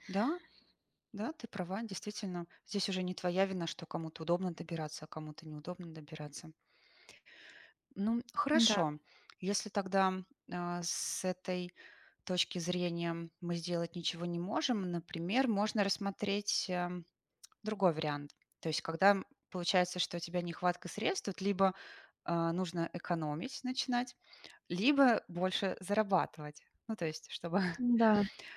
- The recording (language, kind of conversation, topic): Russian, advice, Как мне справиться с финансовой неопределённостью в быстро меняющемся мире?
- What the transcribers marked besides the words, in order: tapping; chuckle